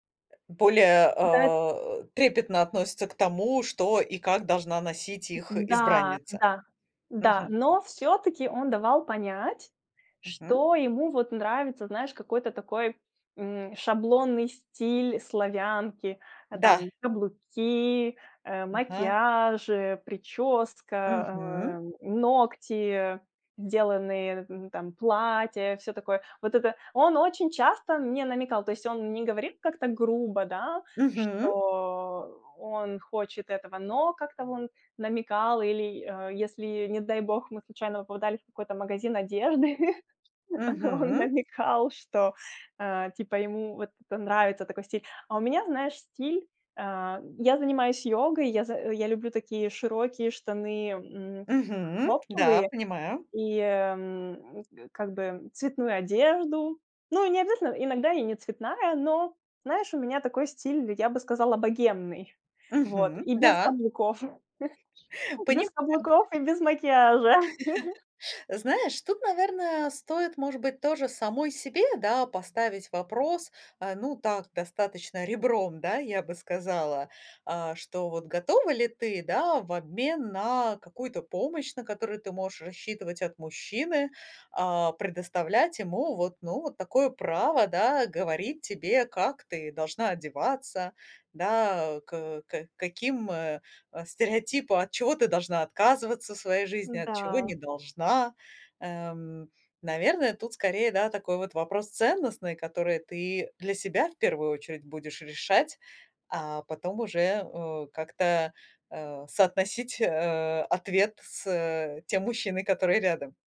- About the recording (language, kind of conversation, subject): Russian, advice, Как мне поступить, если мои желания конфликтуют с ожиданиями семьи и культуры?
- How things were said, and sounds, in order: tapping; laugh; laugh; laugh